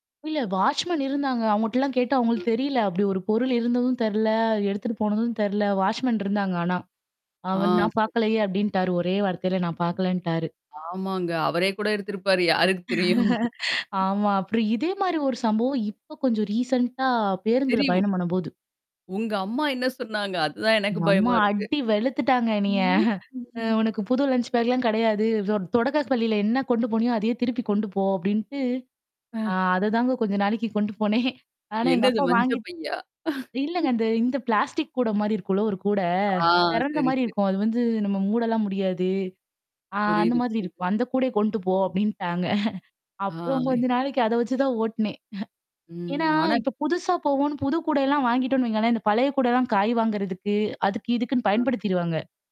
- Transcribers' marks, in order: static; mechanical hum; other background noise; distorted speech; chuckle; tapping; in English: "ரீசென்ண்டா"; "தெரியும்" said as "தெரிகூம்"; chuckle; put-on voice: "ம்"; in English: "லஞ்ச பேக்லாம்"; unintelligible speech; chuckle; chuckle; "ஆ" said as "கா"; laughing while speaking: "அப்டின்ட்டாங்க. அப்புறம் கொஞ்ச நாளைக்கு அத வச்சு தான் ஓட்டுனேன்"; drawn out: "ஆய்"
- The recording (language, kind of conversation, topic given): Tamil, podcast, பயணத்தின் போது உங்கள் பையைத் தொலைத்த அனுபவம் ஏதேனும் இருக்கிறதா?